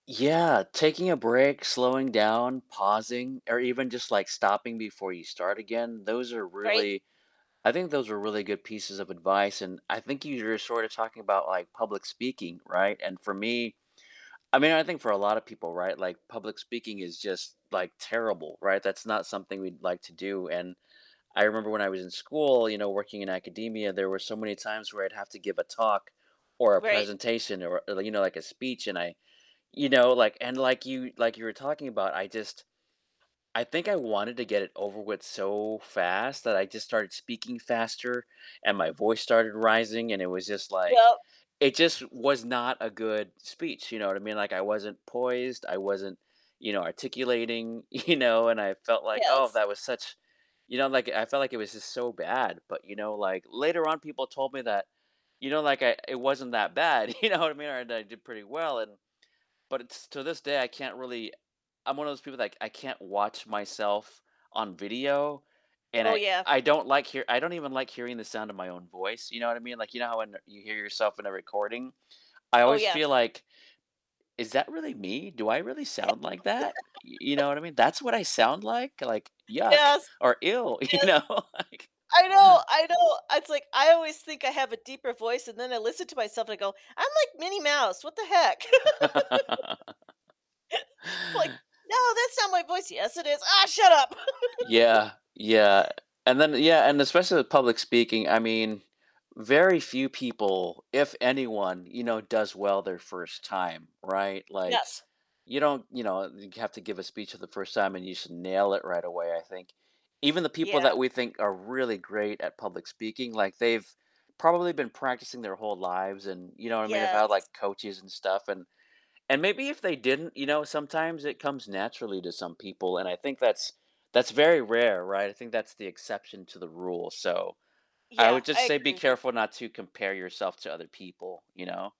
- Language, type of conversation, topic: English, unstructured, What would you say to someone who is afraid of failing in public?
- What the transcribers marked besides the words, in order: distorted speech; other background noise; static; laughing while speaking: "you"; laughing while speaking: "you"; laugh; laughing while speaking: "you know, like"; chuckle; laugh; laugh; unintelligible speech